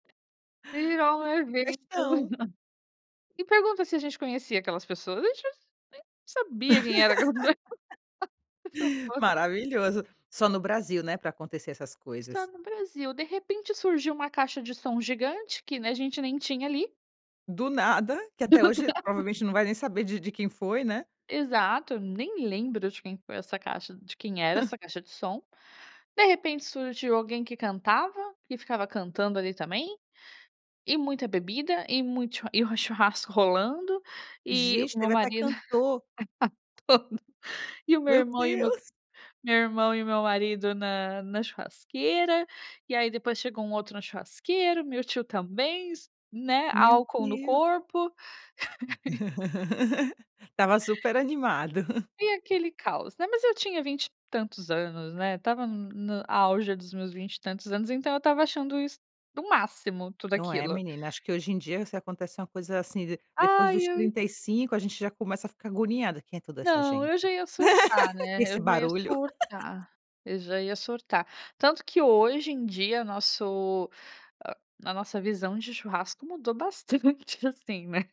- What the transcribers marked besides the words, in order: tapping; laugh; laugh; laughing while speaking: "pess"; laugh; laughing while speaking: "Exato!"; chuckle; laugh; unintelligible speech; laugh; other background noise; laugh; put-on voice: "Quem é toda essa gente?"; laugh; stressed: "surtar"; laugh; laughing while speaking: "bastante assim"
- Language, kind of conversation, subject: Portuguese, podcast, O que torna um churrasco especial na sua opinião?